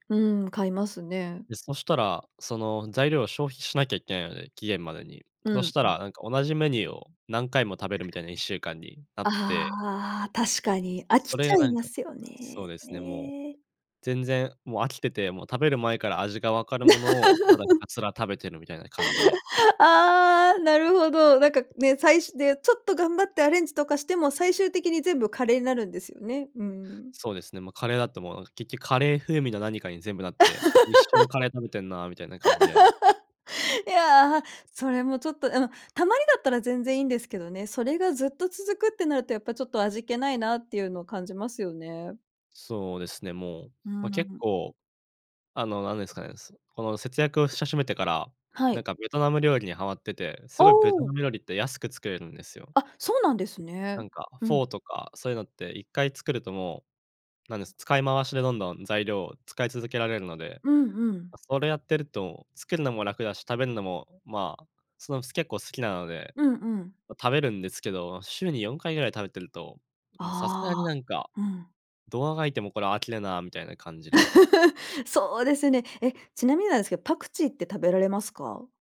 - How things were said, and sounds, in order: laugh; laugh; laugh; laugh
- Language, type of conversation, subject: Japanese, advice, 節約しすぎて生活の楽しみが減ってしまったのはなぜですか？